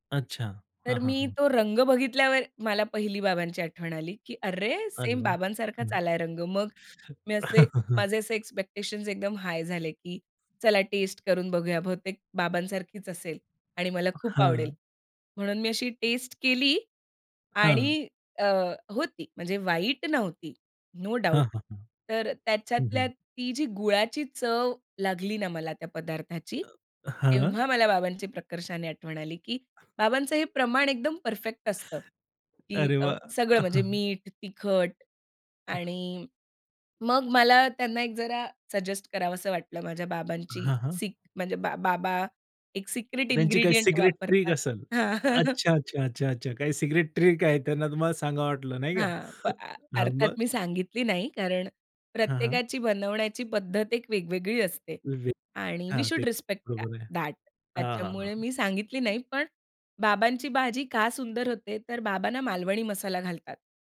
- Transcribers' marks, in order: tapping; other background noise; laugh; in English: "इन्ग्रीडिएंट"; in English: "ट्रिक"; laugh; in English: "ट्रिक"; unintelligible speech; in English: "वी शुल्ड रिस्पेक्ट दया दयाट"
- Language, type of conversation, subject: Marathi, podcast, एखाद्या खास चवीमुळे तुम्हाला घरची आठवण कधी येते?
- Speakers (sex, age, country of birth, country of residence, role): female, 30-34, India, India, guest; male, 30-34, India, India, host